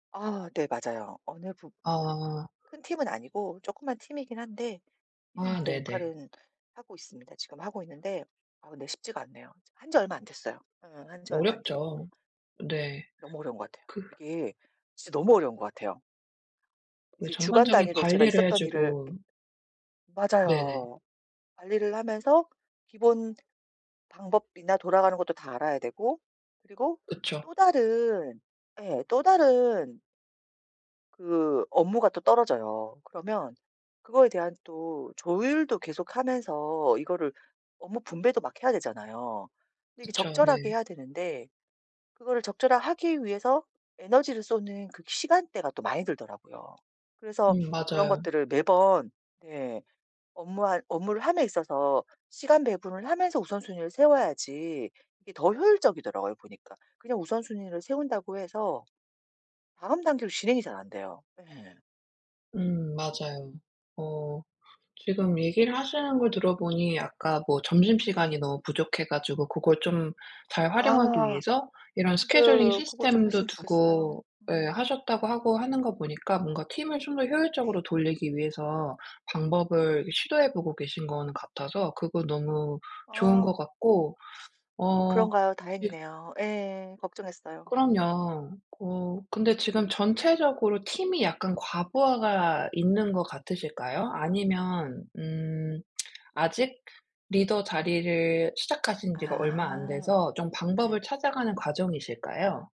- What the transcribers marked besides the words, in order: other background noise; tapping; in English: "스케줄링"; lip smack
- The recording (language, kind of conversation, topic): Korean, advice, 업무 우선순위를 어떻게 정하고 시간을 효과적으로 관리할 수 있나요?